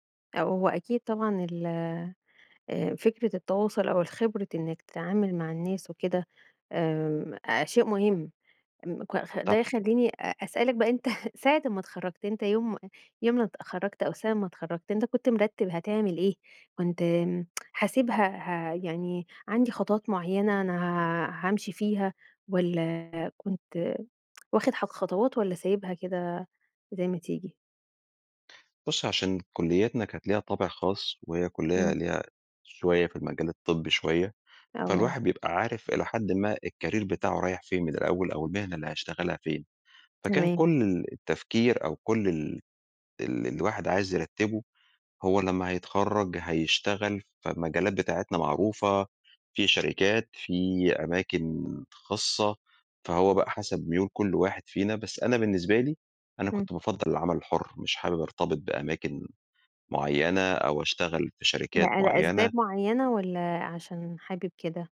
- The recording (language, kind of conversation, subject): Arabic, podcast, إيه نصيحتك للخريجين الجدد؟
- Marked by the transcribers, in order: chuckle; tsk; tsk; in English: "الكارير"; tapping; other background noise